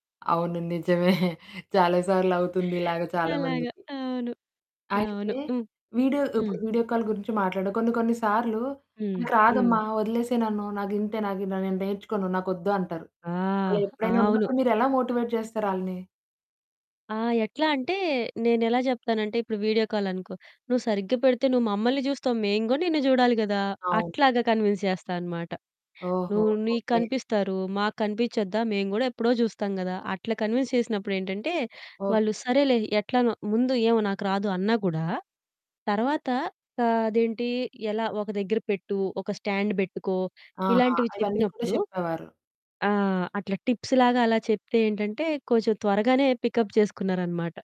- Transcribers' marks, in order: chuckle; in English: "వీడియో"; in English: "వీడియో కాల్"; in English: "మోటివేట్"; in English: "వీడియో కాల్"; in English: "కన్విన్స్"; distorted speech; in English: "కన్విన్స్"; in English: "స్టాండ్"; in English: "టిప్స్"; in English: "పికప్"
- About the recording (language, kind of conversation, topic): Telugu, podcast, పెద్దవారిని డిజిటల్ సేవలు, యాప్‌లు వాడేలా ఒప్పించడంలో మీకు ఇబ్బంది వస్తుందా?